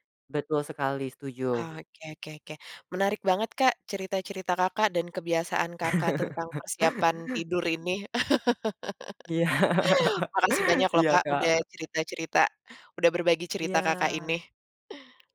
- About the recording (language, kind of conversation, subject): Indonesian, podcast, Bisa ceritakan rutinitas tidur seperti apa yang membuat kamu bangun terasa segar?
- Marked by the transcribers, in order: chuckle; laugh; laughing while speaking: "Iya"